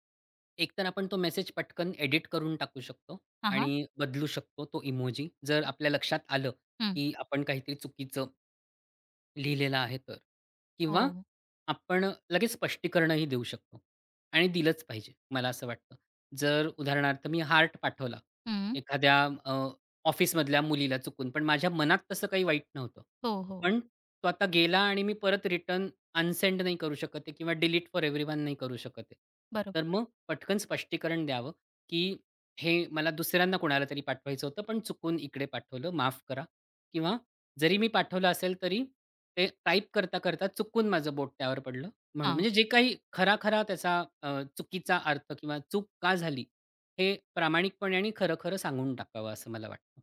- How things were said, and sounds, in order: other background noise; tapping; in English: "अनसेंड"; in English: "डिलीट फोर एव्हरीवन"
- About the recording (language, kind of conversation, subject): Marathi, podcast, इमोजी वापरण्याबद्दल तुमची काय मते आहेत?